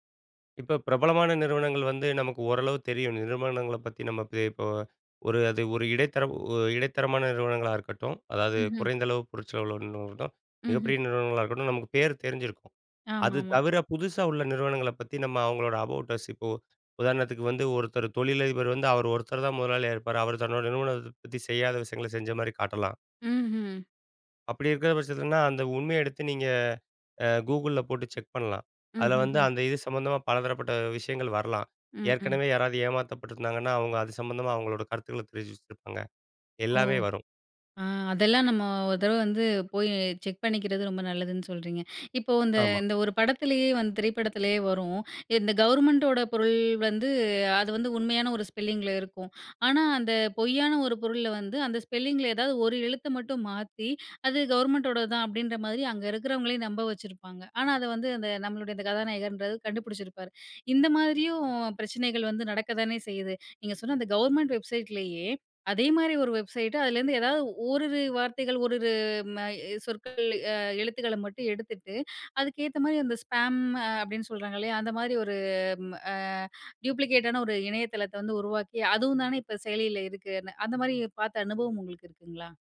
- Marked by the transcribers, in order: "நிறுவனம்" said as "நிறுவடம்"; in English: "அபௌட் அஸ்"; in English: "ஸ்பெல்லிங்கில"; in English: "ஸ்பெல்லிங்கில"; other background noise; in English: "கவர்மெண்ட் வெப்சைட்லேயே"; in English: "வெப்சைட்டு"; in English: "ஸ்பேம்"; in English: "டூயூப்ளிகேட்டான"; tapping
- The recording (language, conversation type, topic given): Tamil, podcast, வலைவளங்களிலிருந்து நம்பகமான தகவலை நீங்கள் எப்படித் தேர்ந்தெடுக்கிறீர்கள்?